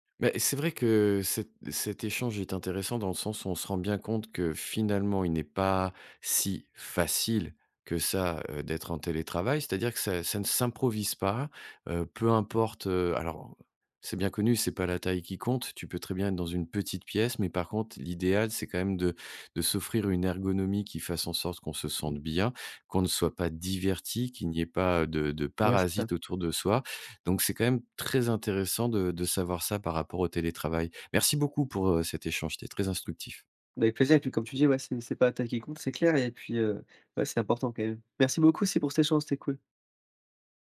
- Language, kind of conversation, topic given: French, podcast, Comment aménages-tu ton espace de travail pour télétravailler au quotidien ?
- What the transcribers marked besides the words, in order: stressed: "facile"